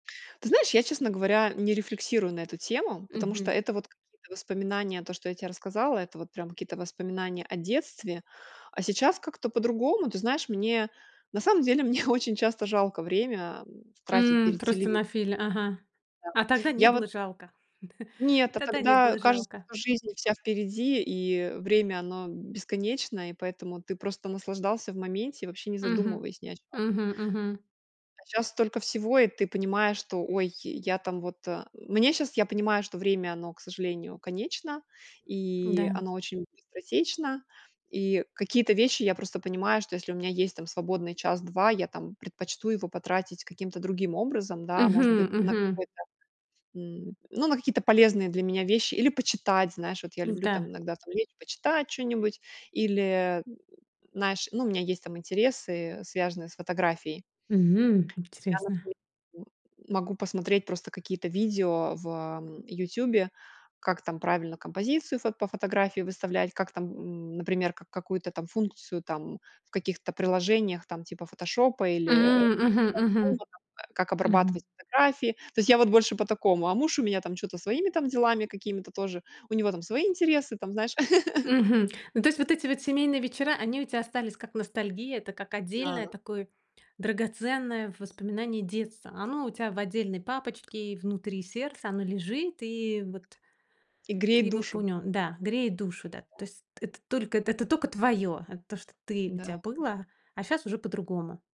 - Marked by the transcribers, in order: laughing while speaking: "мне"; chuckle; other background noise; grunt; tapping; unintelligible speech; laugh
- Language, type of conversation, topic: Russian, podcast, Помнишь вечерние семейные просмотры по телевизору?